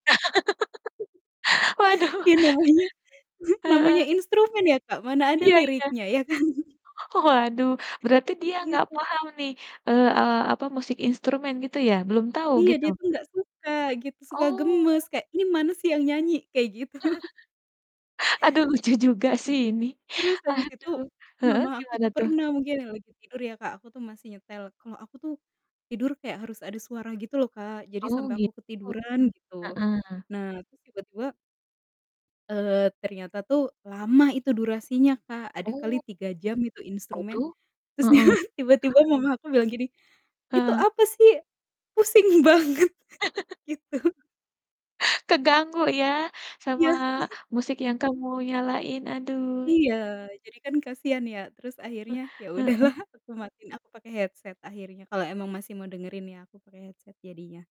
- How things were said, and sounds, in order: laugh; chuckle; chuckle; laughing while speaking: "kan?"; mechanical hum; tapping; laughing while speaking: "gitu"; chuckle; other background noise; distorted speech; static; laughing while speaking: "terusnya"; chuckle; laugh; laughing while speaking: "banget. Gitu"; chuckle; laughing while speaking: "udahlah"; in English: "headset"; in English: "headset"
- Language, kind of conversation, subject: Indonesian, podcast, Bagaimana caramu menjadikan kamar tidur sebagai ruang waktu untuk diri sendiri yang nyaman?